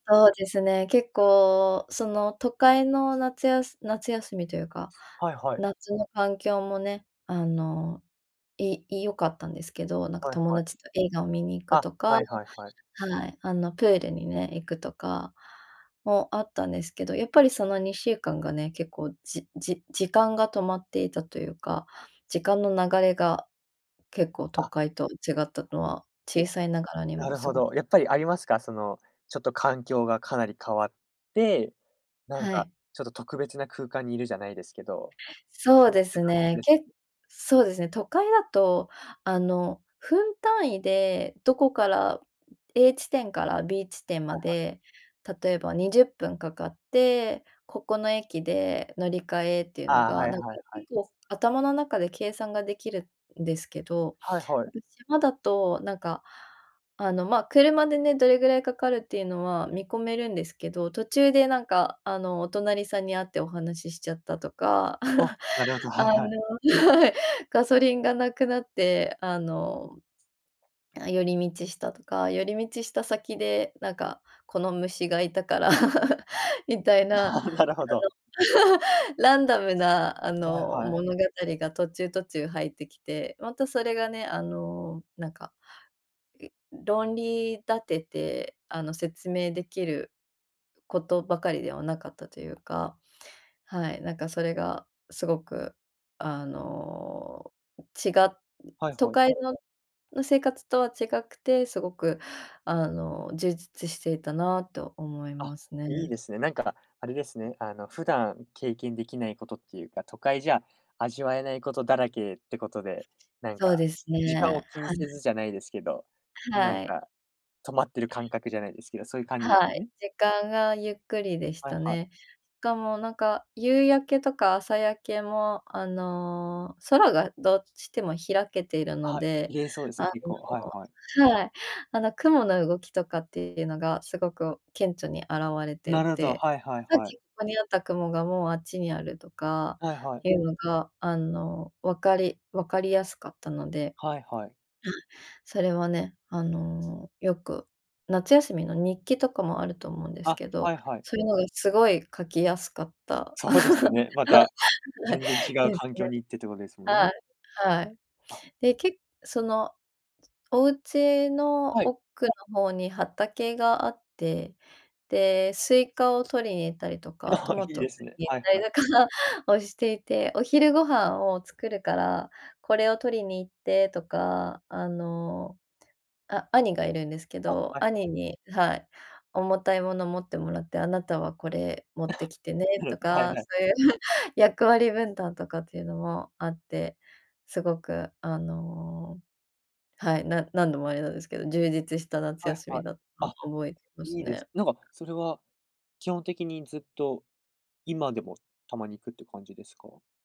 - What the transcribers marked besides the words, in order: giggle; laughing while speaking: "はい"; laughing while speaking: "いたから"; laugh; other background noise; laugh; laughing while speaking: "限界だからをしていて"; laughing while speaking: "そういう"; giggle
- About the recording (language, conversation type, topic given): Japanese, podcast, 子どもの頃のいちばん好きな思い出は何ですか？